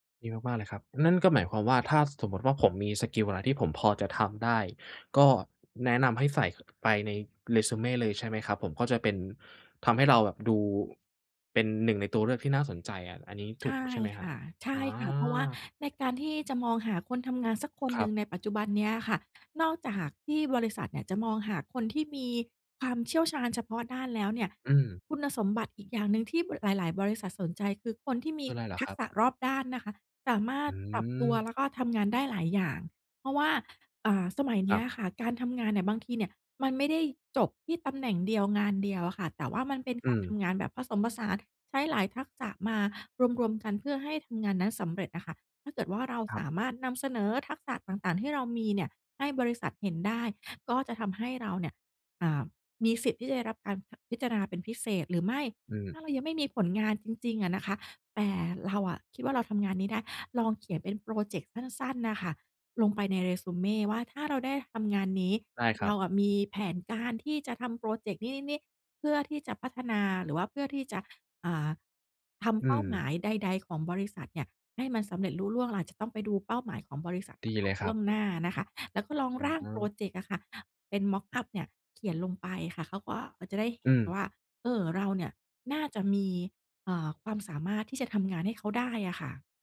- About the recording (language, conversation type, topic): Thai, advice, คุณกลัวอะไรเกี่ยวกับการเริ่มงานใหม่หรือการเปลี่ยนสายอาชีพบ้าง?
- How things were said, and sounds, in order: tapping; in English: "mock up"